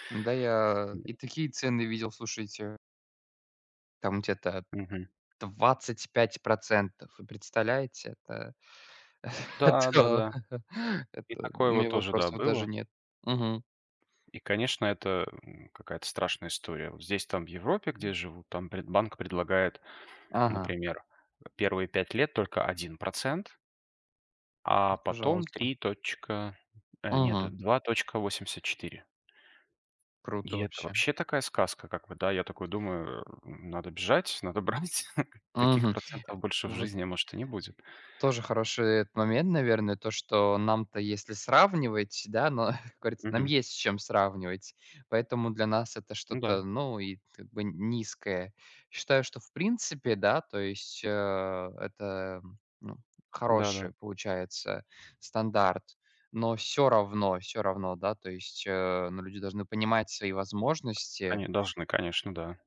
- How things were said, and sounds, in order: tapping; grunt; chuckle; laughing while speaking: "брать"; laughing while speaking: "но"
- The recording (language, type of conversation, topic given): Russian, unstructured, Почему кредитные карты иногда кажутся людям ловушкой?